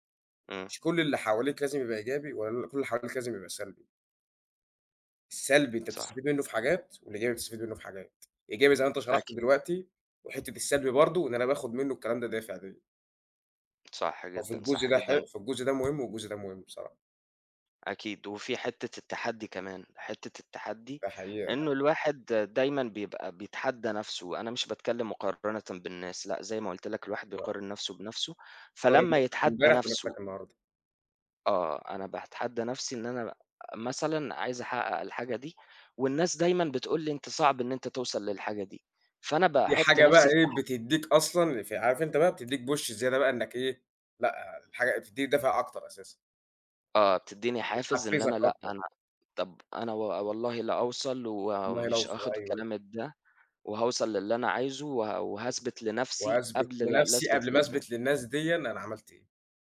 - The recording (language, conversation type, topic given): Arabic, unstructured, إيه الطرق اللي بتساعدك تزود ثقتك بنفسك؟
- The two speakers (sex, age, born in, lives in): male, 20-24, Egypt, Egypt; male, 25-29, United Arab Emirates, Egypt
- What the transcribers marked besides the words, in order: other background noise; tapping; in English: "push"